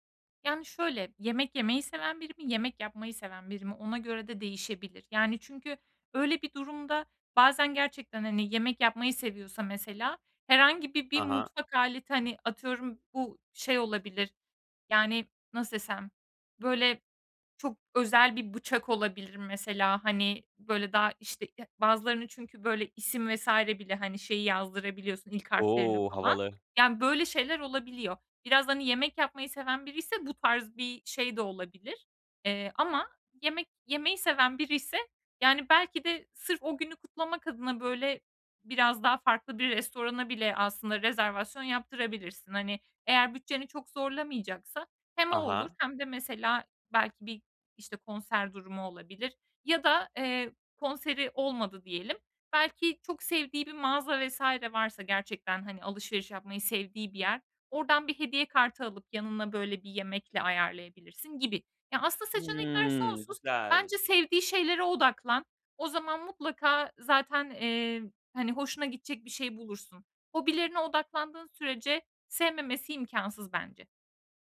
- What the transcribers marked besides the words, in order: tapping
- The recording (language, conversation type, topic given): Turkish, advice, Hediye için iyi ve anlamlı fikirler bulmakta zorlanıyorsam ne yapmalıyım?